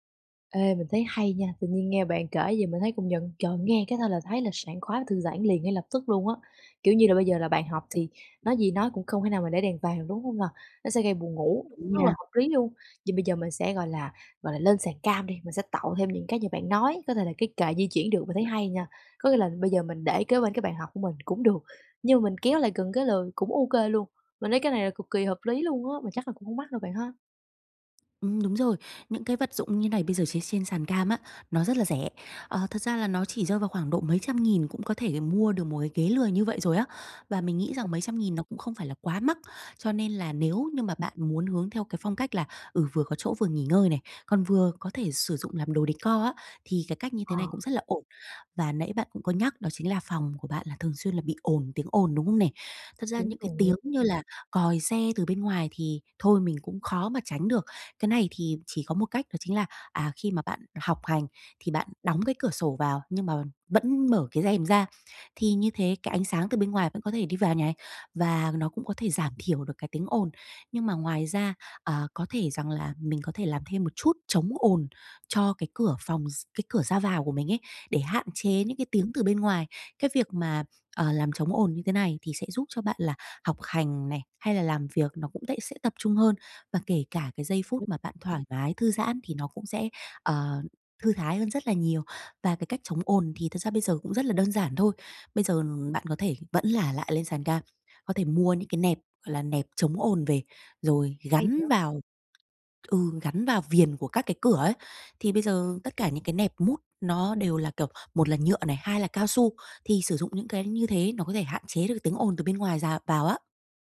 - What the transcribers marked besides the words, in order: tapping; other background noise; in English: "decor"; background speech; unintelligible speech
- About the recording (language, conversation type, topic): Vietnamese, advice, Làm thế nào để biến nhà thành nơi thư giãn?